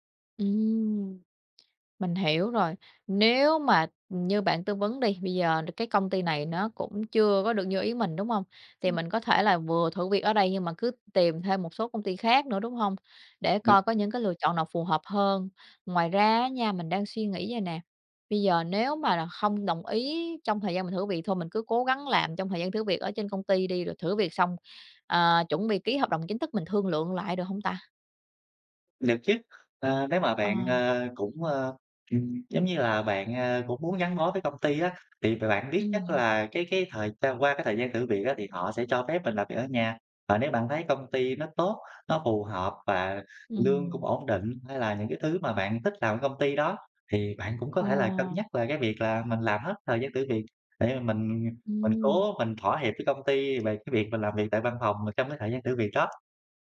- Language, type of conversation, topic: Vietnamese, advice, Làm thế nào để đàm phán các điều kiện làm việc linh hoạt?
- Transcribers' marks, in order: tapping